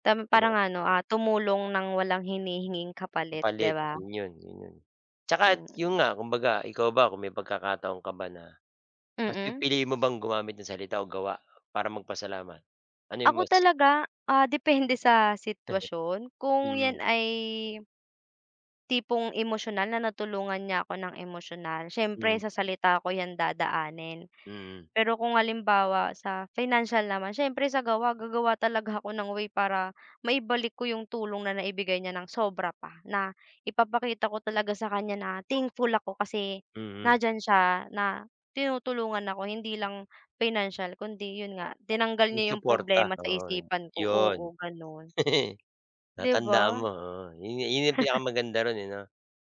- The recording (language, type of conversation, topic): Filipino, unstructured, Paano mo ipinapakita ang pasasalamat mo sa mga taong tumutulong sa iyo?
- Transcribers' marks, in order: laugh; laugh